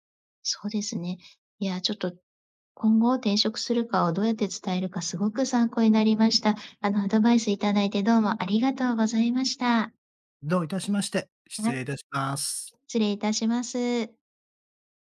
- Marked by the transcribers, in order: none
- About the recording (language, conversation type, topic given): Japanese, advice, 現職の会社に転職の意思をどのように伝えるべきですか？
- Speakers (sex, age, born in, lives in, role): female, 45-49, Japan, Japan, user; male, 60-64, Japan, Japan, advisor